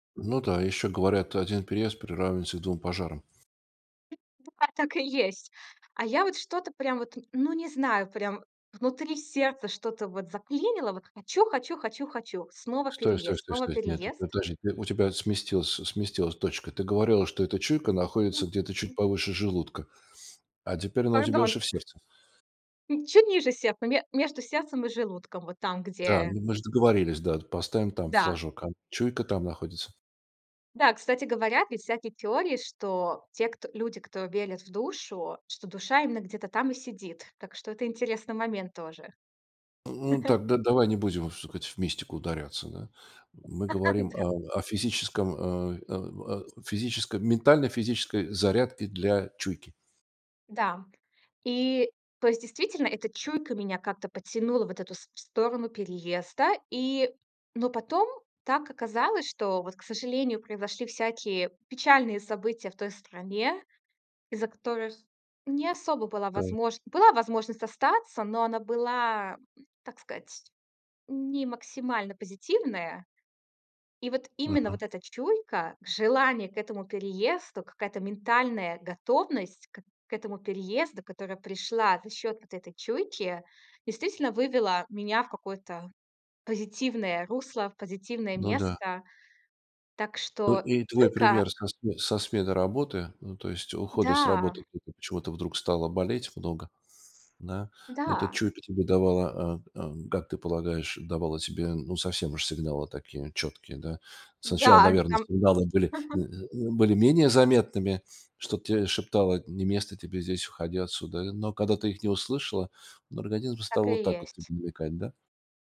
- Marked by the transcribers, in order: other noise; unintelligible speech; unintelligible speech; chuckle; tapping; unintelligible speech; grunt; chuckle
- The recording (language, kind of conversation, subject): Russian, podcast, Как развить интуицию в повседневной жизни?